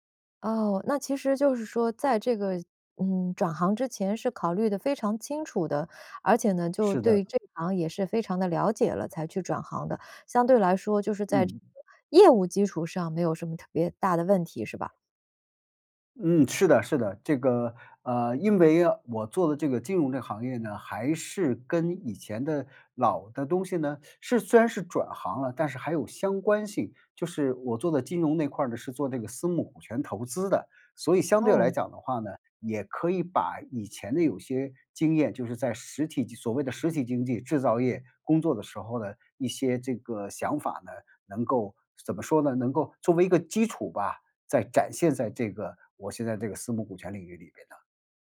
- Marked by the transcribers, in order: other background noise
- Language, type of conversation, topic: Chinese, podcast, 转行后怎样重新建立职业人脉？